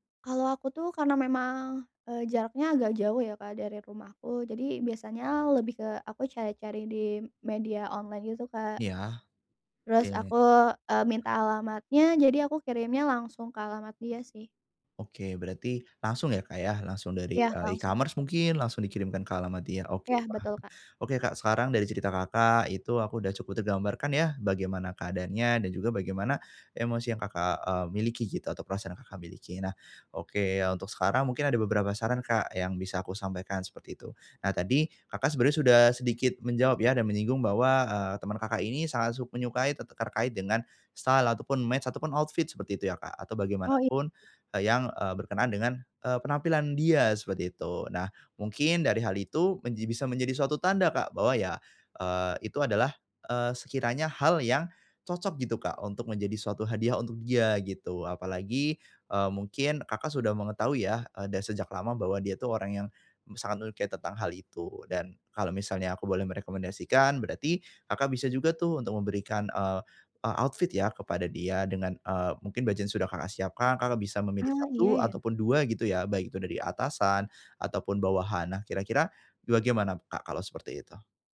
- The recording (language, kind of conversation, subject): Indonesian, advice, Bagaimana caranya memilih hadiah yang tepat untuk orang lain?
- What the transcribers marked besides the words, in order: in English: "e-commerce"; in English: "style"; in English: "match"; in English: "outfit"; in English: "outfit"